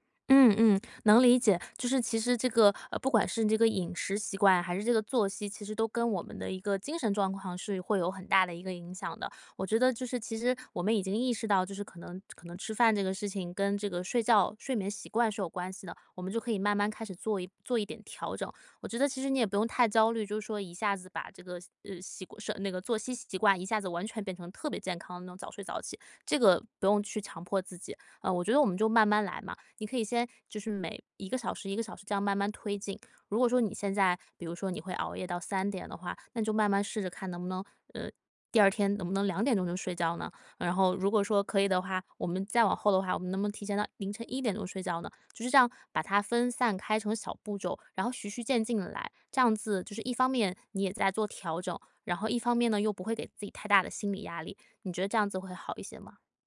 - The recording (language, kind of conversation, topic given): Chinese, advice, 我总是在晚上忍不住吃零食，怎么才能抵抗这种冲动？
- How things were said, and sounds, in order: other background noise; tapping